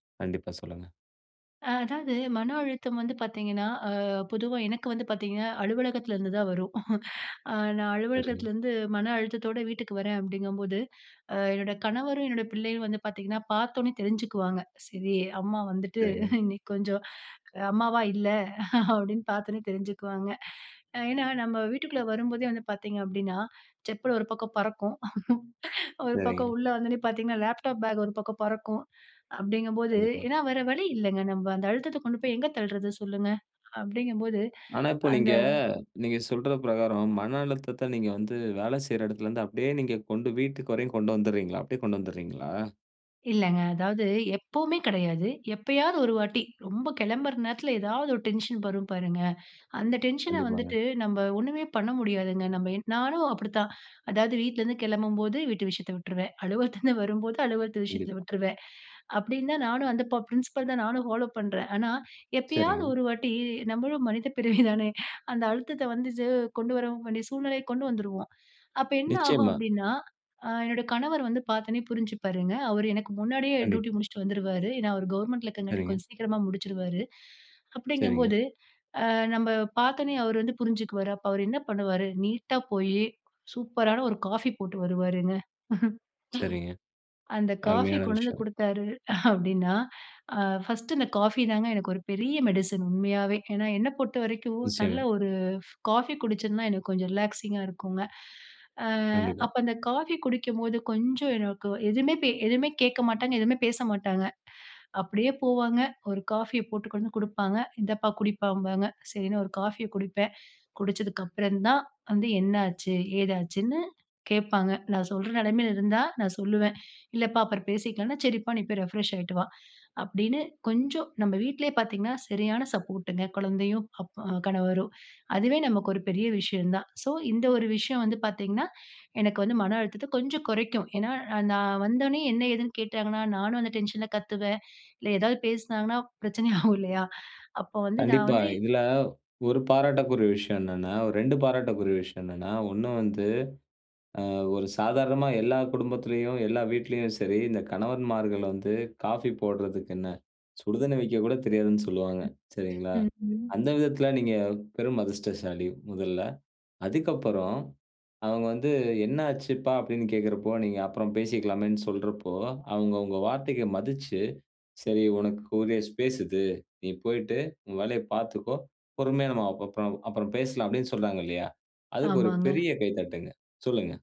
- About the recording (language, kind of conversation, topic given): Tamil, podcast, மனஅழுத்தத்தை குறைக்க வீட்டிலேயே செய்யக்கூடிய எளிய பழக்கங்கள் என்ன?
- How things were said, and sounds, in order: chuckle; chuckle; laugh; laugh; in English: "டென்ஷன்"; in English: "டென்ஷன"; laughing while speaking: "அதாவது வீட்டுலருந்து கிளம்பும்போது வீட்டு விஷயத்த விட்ருவேன், அலுவலதுலருந்து வரும்போது அலுவலத்து விஷயத்த விட்ருவேன்"; in English: "பிரின்சிபல்"; in English: "ஃபாலோ"; laughing while speaking: "ஆனா எப்பயாவது ஒரு வாட்டி நம்மளும் மனித பிறவி தானே?"; laughing while speaking: "அப்போ அவர் என்ன பண்ணுவாரு? நீட்டா … வந்து கு டுப்பாங்க"; chuckle; in English: "மெடிசின்"; in English: "ரிலாக்ஸிங்கா"; in English: "ரிப்ரெஷ்"; in English: "டென்ஷன்ல"; chuckle; other background noise; joyful: "அதுக்கப்புறம், அவங்க வந்து என்ன ஆச்சுப்பா? … பெரிய கைத்தட்டுங்க. சொல்லுங்க"; in English: "ஸ்பேஸ்"